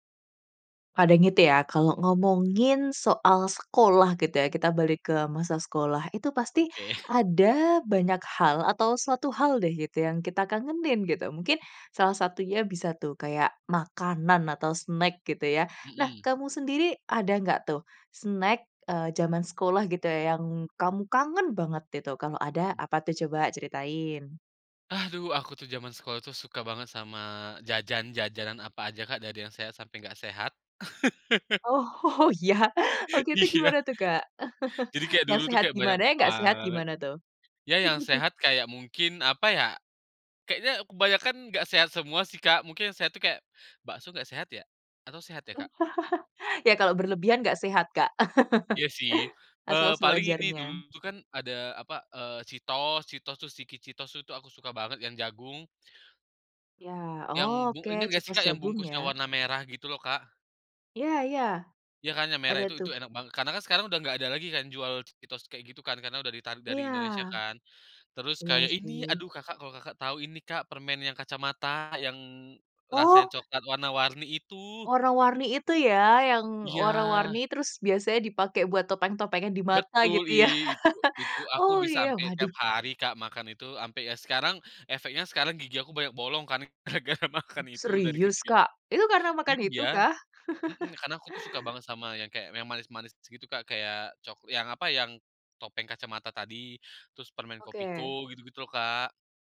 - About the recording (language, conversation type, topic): Indonesian, podcast, Jajanan sekolah apa yang paling kamu rindukan sekarang?
- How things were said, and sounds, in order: chuckle; in English: "snack"; in English: "snack"; laugh; laughing while speaking: "Oh, iya?"; laugh; laughing while speaking: "Iya"; chuckle; stressed: "banget"; chuckle; other background noise; chuckle; chuckle; surprised: "Oh"; laugh; laughing while speaking: "gara gara, makan itu"; throat clearing; surprised: "Serius, Kak?"; laugh